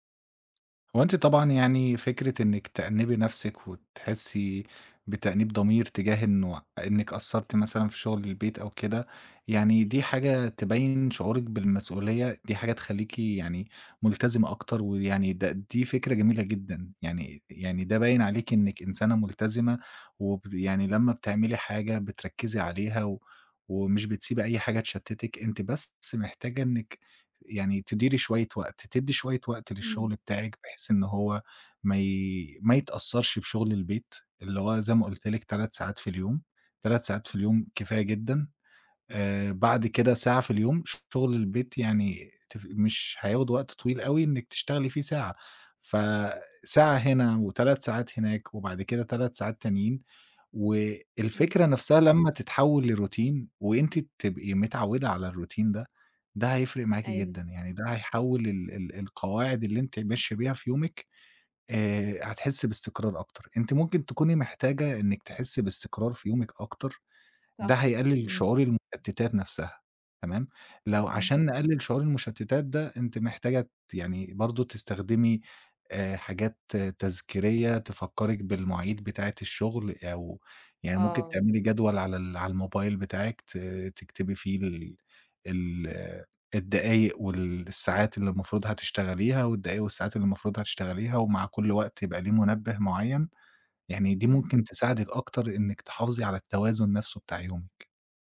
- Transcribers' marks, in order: tapping; in English: "لروتين"; in English: "الروتين"
- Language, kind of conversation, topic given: Arabic, advice, إزاي غياب التخطيط اليومي بيخلّيك تضيّع وقتك؟